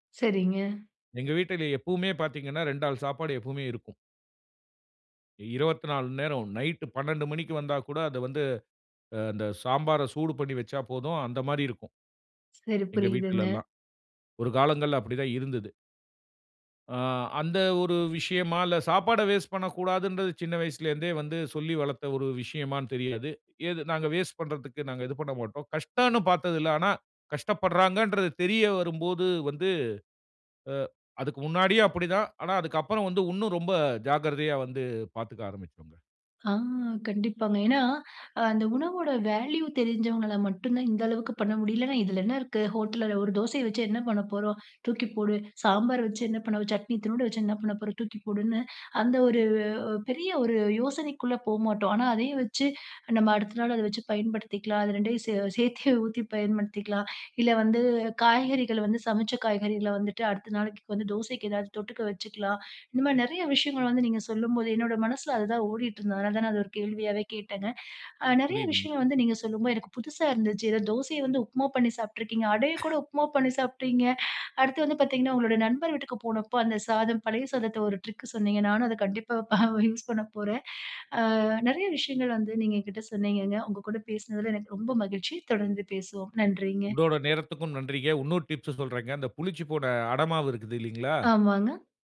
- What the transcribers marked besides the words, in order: cough; chuckle
- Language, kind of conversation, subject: Tamil, podcast, மிச்சமான உணவை புதிதுபோல் சுவையாக மாற்றுவது எப்படி?